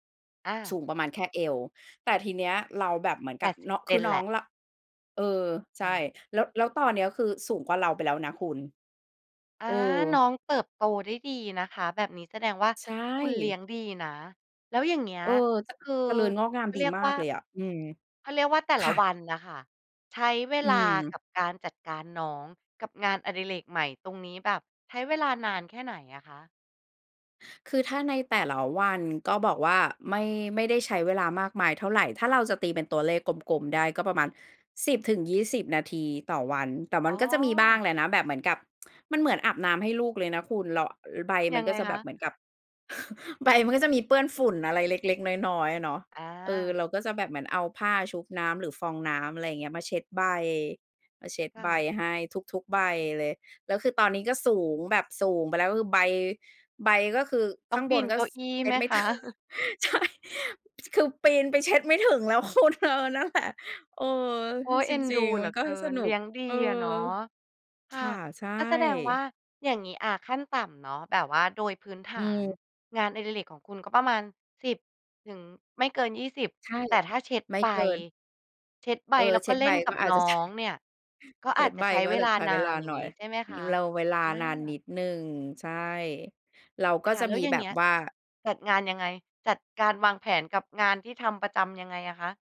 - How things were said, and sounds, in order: other background noise; tapping; other noise; chuckle; chuckle; laughing while speaking: "ใช่"; laughing while speaking: "คุณ"; laughing while speaking: "ใช่"; chuckle
- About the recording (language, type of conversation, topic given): Thai, podcast, มีเคล็ดลับจัดเวลาให้กลับมาทำงานอดิเรกไหม?